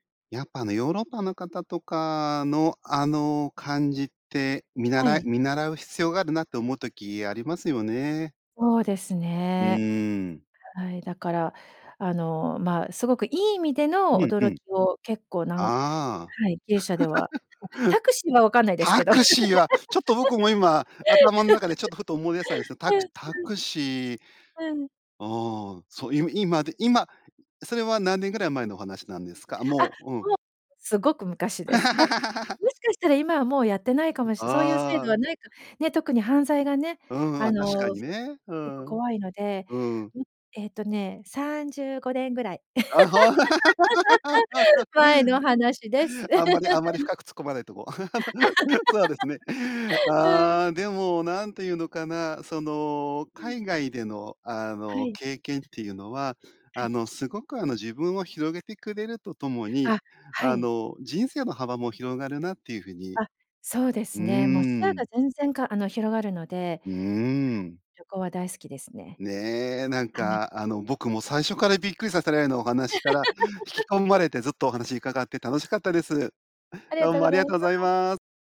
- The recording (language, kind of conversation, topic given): Japanese, podcast, 旅先で驚いた文化の違いは何でしたか？
- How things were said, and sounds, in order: chuckle; other background noise; chuckle; laugh; unintelligible speech; laugh; chuckle; laughing while speaking: "そうですね"; chuckle; unintelligible speech